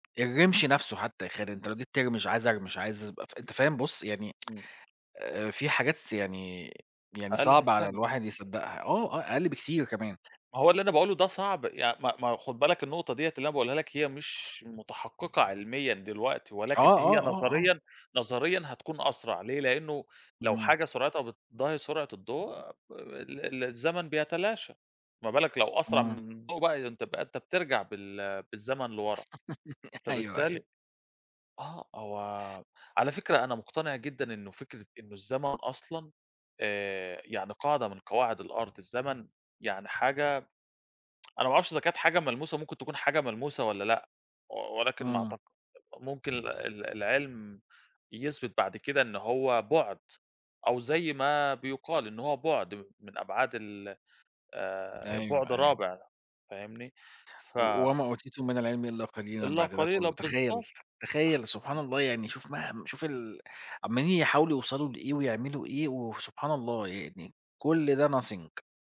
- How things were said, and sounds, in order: tapping; tsk; giggle; tsk; other background noise; in English: "nothing"
- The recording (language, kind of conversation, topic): Arabic, unstructured, إيه أهم الاكتشافات العلمية اللي غيّرت حياتنا؟